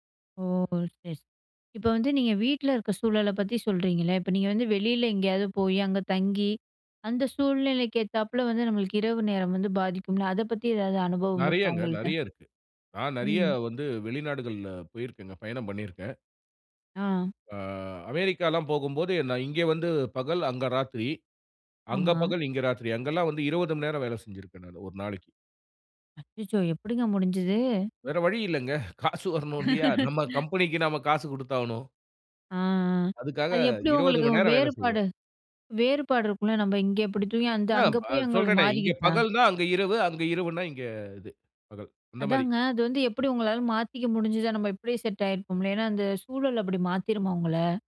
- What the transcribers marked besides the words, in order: "மணி" said as "மண்"; laughing while speaking: "காசு வரணும் இல்லையா? நம்ம கம்பெனிக்கு நம்ம காசு குடுத்தாகணும்"; laugh
- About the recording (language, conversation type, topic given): Tamil, podcast, இரவில்தூங்குவதற்குமுன் நீங்கள் எந்த வரிசையில் என்னென்ன செய்வீர்கள்?